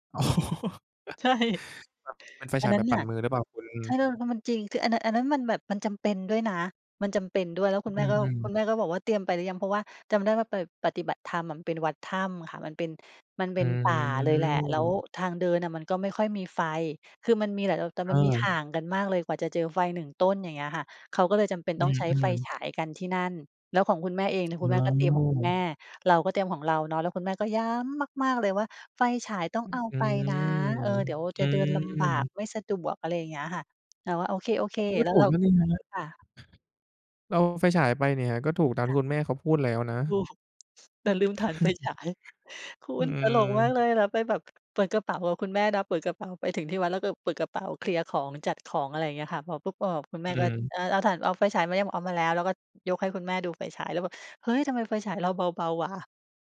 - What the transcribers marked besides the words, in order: laughing while speaking: "อ๋อ"; chuckle; laughing while speaking: "ใช่"; other background noise; drawn out: "อืม"; drawn out: "อ้อ"; drawn out: "อืม"; chuckle
- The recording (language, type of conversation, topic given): Thai, podcast, คุณมีวิธีเตรียมของสำหรับวันพรุ่งนี้ก่อนนอนยังไงบ้าง?